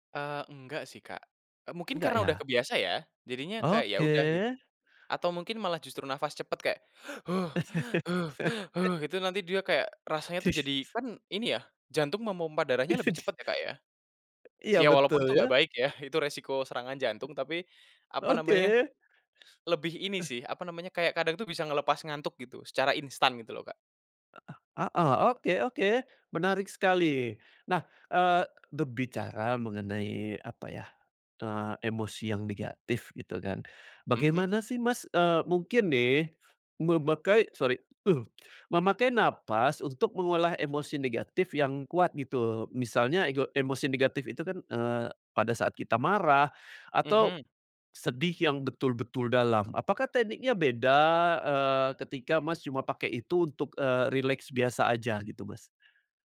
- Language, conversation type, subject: Indonesian, podcast, Bagaimana kamu menggunakan napas untuk menenangkan tubuh?
- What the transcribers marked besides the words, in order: other background noise; laugh; breath; other noise; laugh; tapping